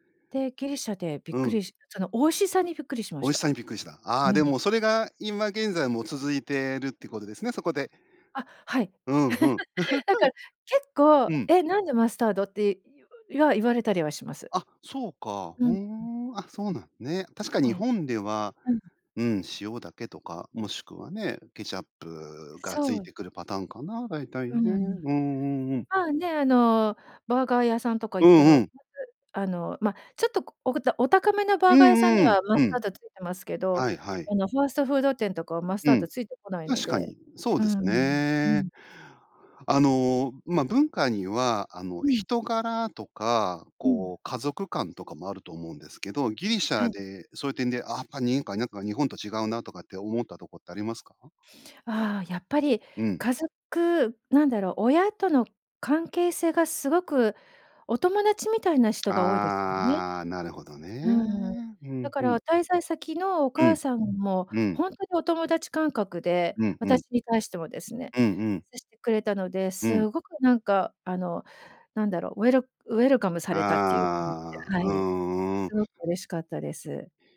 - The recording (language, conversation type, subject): Japanese, podcast, 旅先で驚いた文化の違いは何でしたか？
- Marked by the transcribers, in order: other background noise; laugh; groan; background speech; drawn out: "ああ"